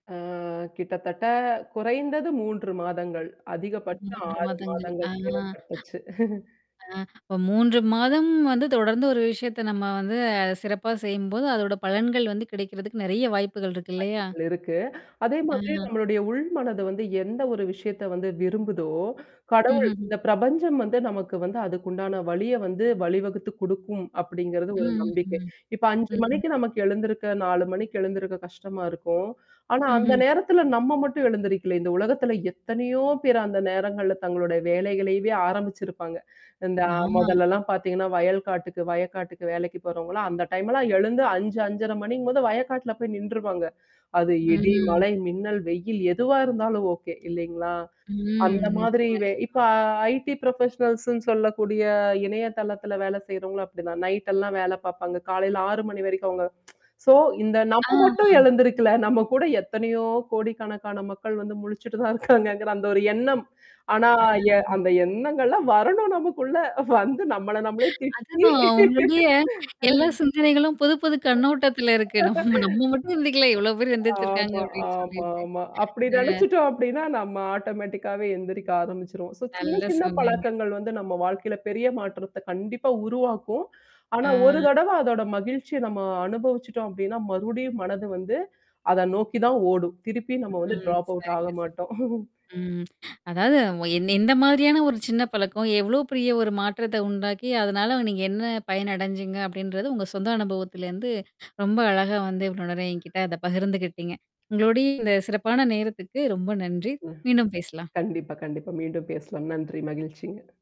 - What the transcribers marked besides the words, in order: other background noise; static; chuckle; tapping; breath; exhale; other noise; breath; in English: "டைம்லாம்"; in English: "ஓகே"; in English: "ஐடி புரொபஷனல்ஸ்ன்னு"; in English: "நைட்"; distorted speech; tsk; in English: "சோ"; laughing while speaking: "முழிச்சுட்டு தான் இருக்காங்கங்கற"; laughing while speaking: "அஹ்ம்"; mechanical hum; laugh; in English: "ஆட்டோமேட்டிக்காவே"; in English: "சோ"; breath; in English: "டிராப் அவுட்"; chuckle
- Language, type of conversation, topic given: Tamil, podcast, சிறிய பழக்கங்கள் உங்கள் வாழ்க்கையில் பெரிய மாற்றத்தை எப்படி கொண்டு வந்தன?